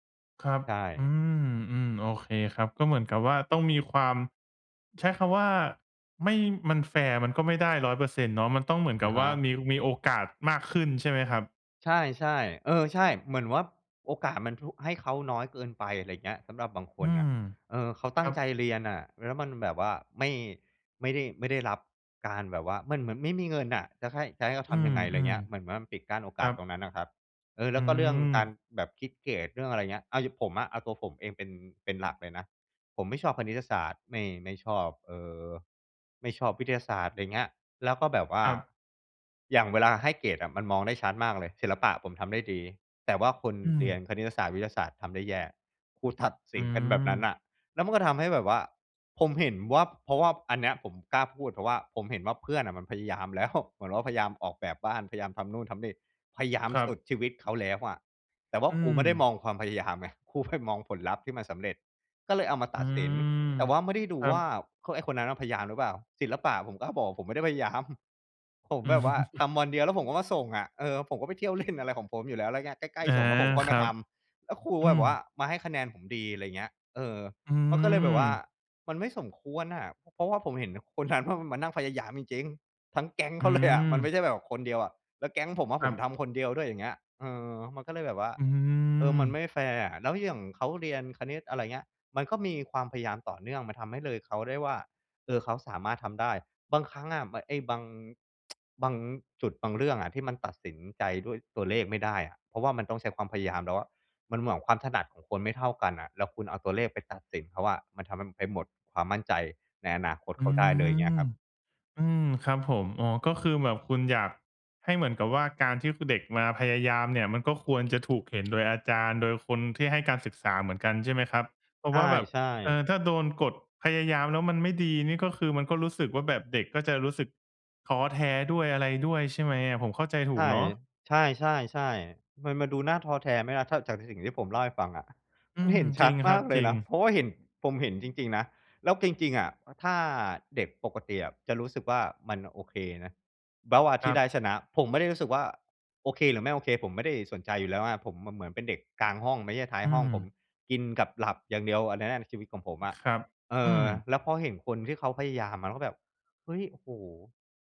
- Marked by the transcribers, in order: laughing while speaking: "อืม"; tsk
- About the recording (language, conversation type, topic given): Thai, podcast, เล่าถึงความไม่เท่าเทียมทางการศึกษาที่คุณเคยพบเห็นมาได้ไหม?